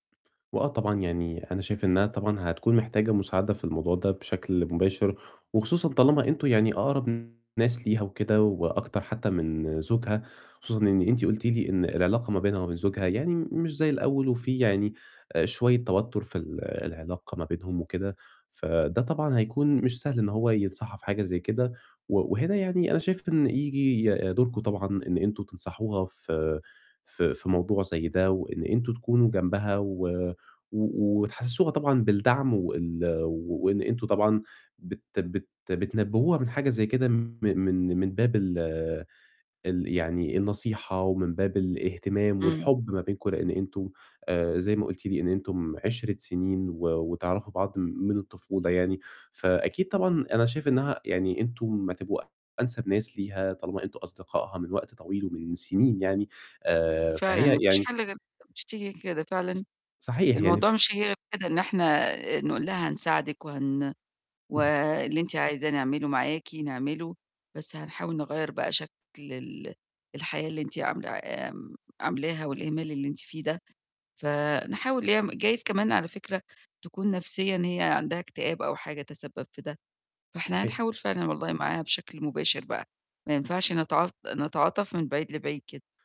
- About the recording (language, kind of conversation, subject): Arabic, advice, إزاي أوازن بين الصراحة واللطف وأنا بادي ملاحظات بنّاءة لزميل في الشغل؟
- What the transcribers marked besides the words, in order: tapping; distorted speech; unintelligible speech; unintelligible speech